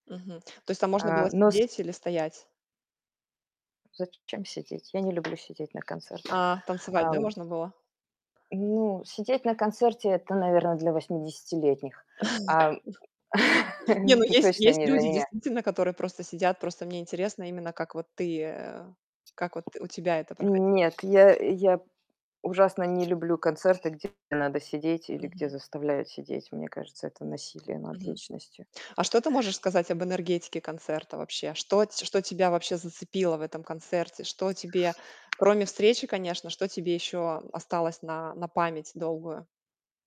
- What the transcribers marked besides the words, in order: static; tapping; distorted speech; background speech; chuckle; other background noise
- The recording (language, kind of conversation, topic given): Russian, podcast, Какой концерт запомнился тебе сильнее всего?